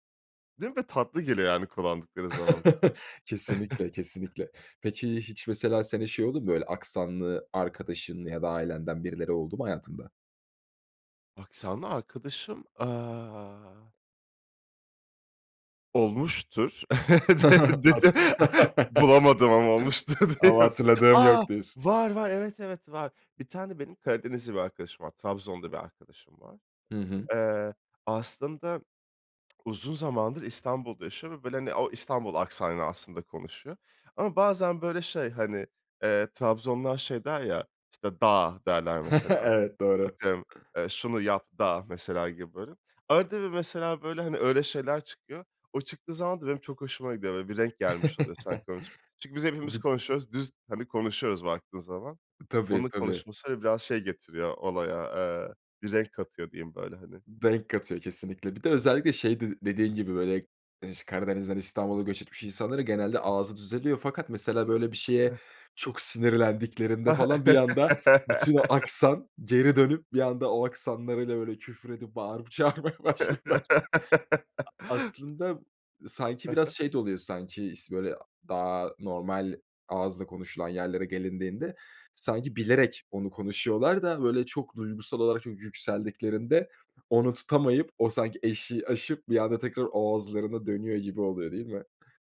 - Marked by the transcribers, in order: chuckle; other background noise; laughing while speaking: "De Bir de Bulamadım ama olmuştur, deyip"; laugh; surprised: "A! Var, var. Evet, evet, var"; tsk; chuckle; chuckle; "Renk" said as "benk"; laugh; laugh; laughing while speaking: "çağırmaya başlarlar"
- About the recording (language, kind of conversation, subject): Turkish, podcast, Kullandığın aksanın kimliğini sence nasıl etkiler?